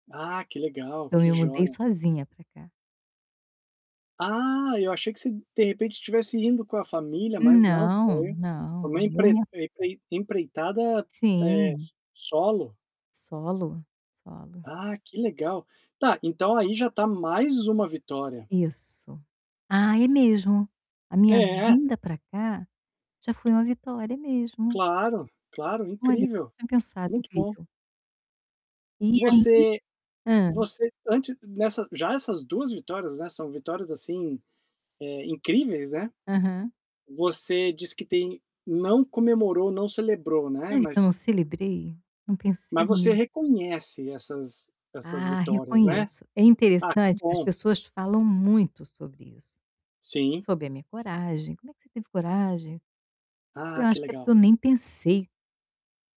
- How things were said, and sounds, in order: mechanical hum; static; tapping; distorted speech
- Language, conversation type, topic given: Portuguese, advice, Como posso notar e valorizar minhas pequenas vitórias diariamente?